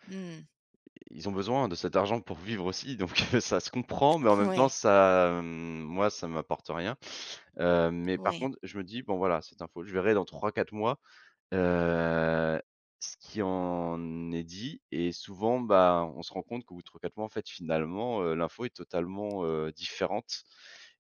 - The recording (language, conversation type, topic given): French, podcast, Comment choisis-tu des sources d’information fiables ?
- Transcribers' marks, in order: chuckle; tapping; drawn out: "Heu"